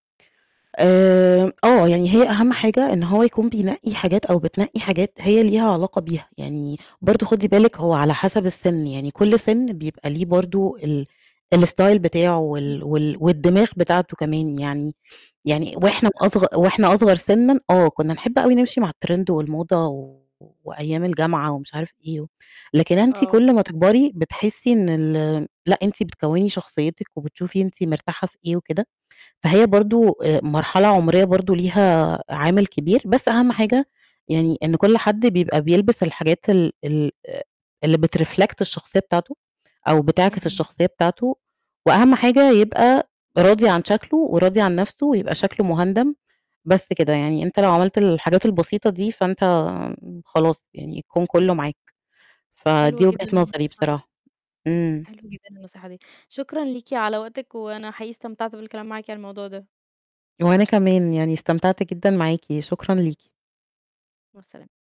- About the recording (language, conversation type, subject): Arabic, podcast, احكيلي عن أول مرة حسّيتي إن لبسك بيعبر عنك؟
- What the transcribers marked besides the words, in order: in English: "الstyle"; distorted speech; in English: "الtrend"; in English: "بتreflect"